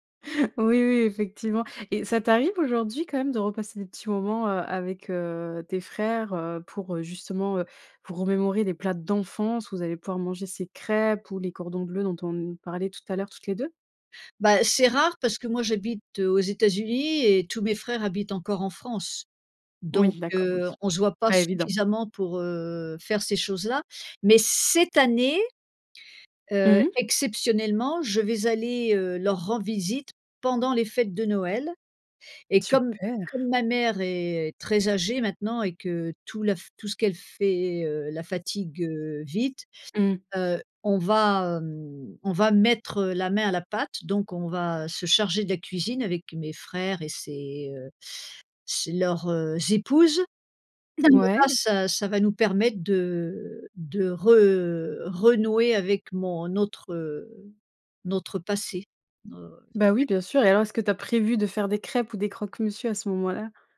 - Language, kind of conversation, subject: French, podcast, Que t’évoque la cuisine de chez toi ?
- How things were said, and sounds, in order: stressed: "d'enfance"; stressed: "cette"; "Super" said as "tuper"; throat clearing